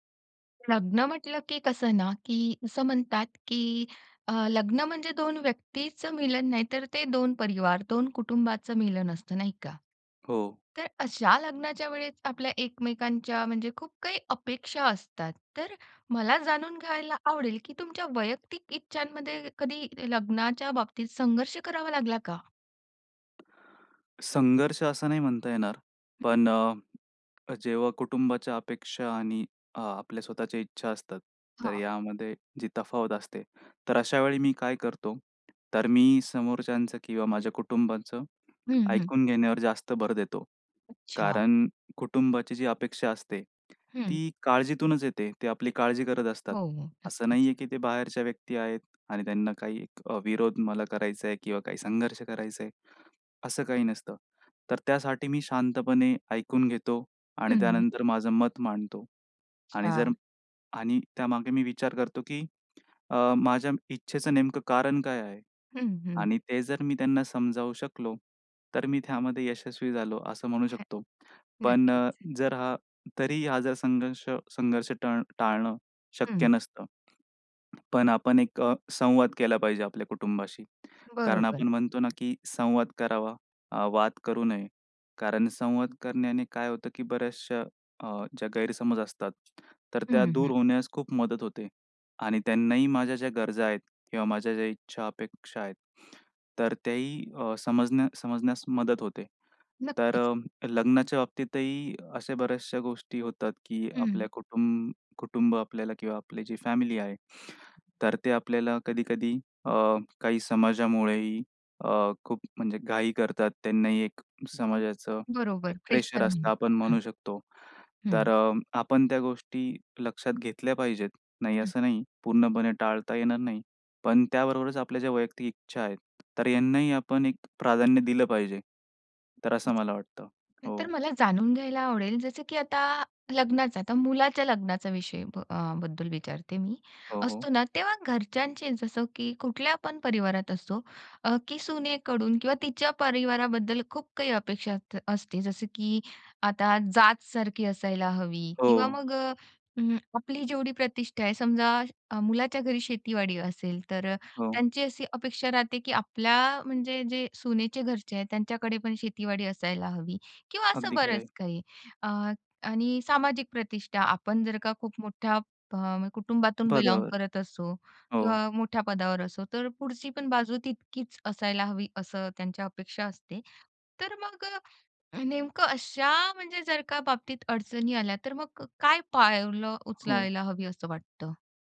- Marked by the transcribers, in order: sigh; other background noise; breath; inhale; in English: "प्रेशर"; in English: "प्रेशर"; inhale; in English: "बिलोंग"
- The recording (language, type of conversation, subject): Marathi, podcast, लग्नाबाबत कुटुंबाच्या अपेक्षा आणि व्यक्तीच्या इच्छा कशा जुळवायला हव्यात?